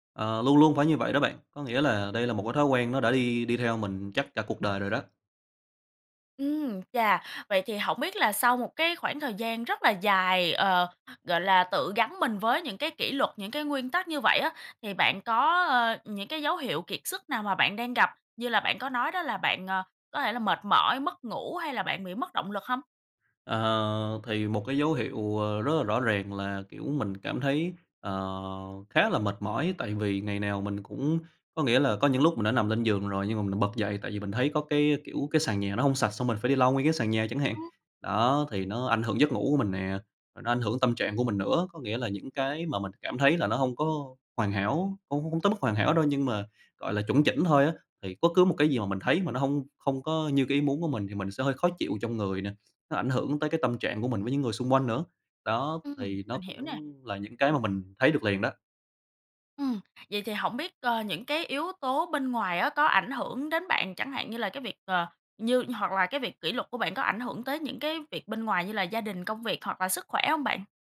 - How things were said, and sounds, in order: tapping; other background noise
- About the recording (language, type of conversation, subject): Vietnamese, advice, Bạn đang tự kỷ luật quá khắt khe đến mức bị kiệt sức như thế nào?